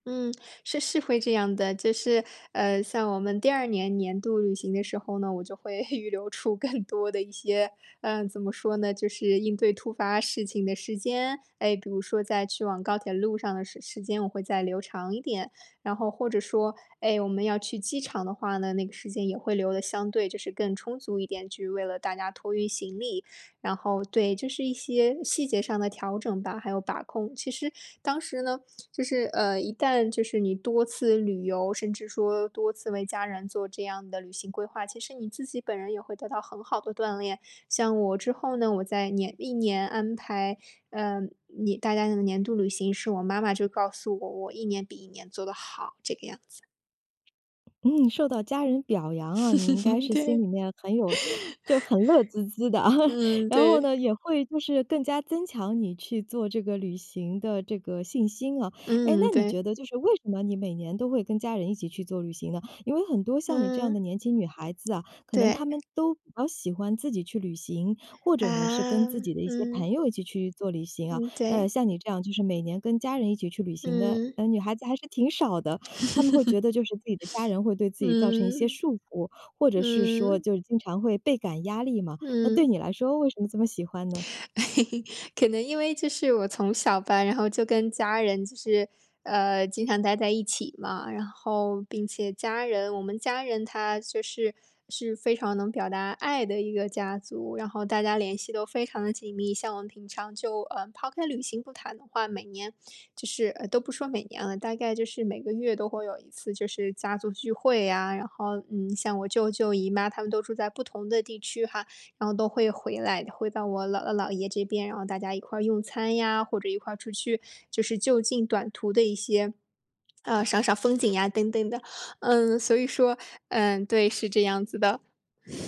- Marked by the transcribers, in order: chuckle; laughing while speaking: "更"; other background noise; laugh; laughing while speaking: "对"; chuckle; laugh; laugh
- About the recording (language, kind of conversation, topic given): Chinese, podcast, 旅行教会了你如何在行程中更好地平衡规划与随机应变吗？